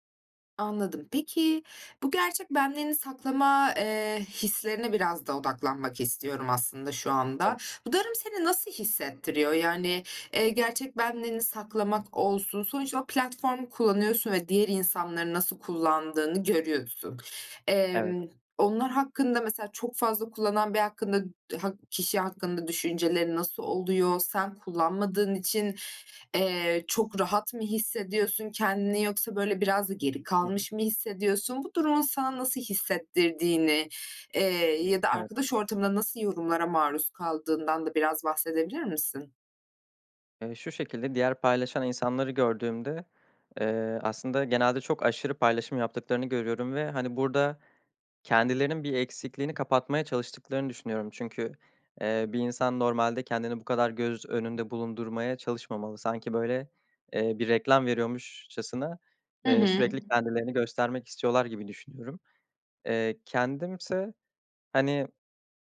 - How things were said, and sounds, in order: "durum" said as "darım"; unintelligible speech; tapping
- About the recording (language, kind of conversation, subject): Turkish, advice, Sosyal medyada gerçek benliğinizi neden saklıyorsunuz?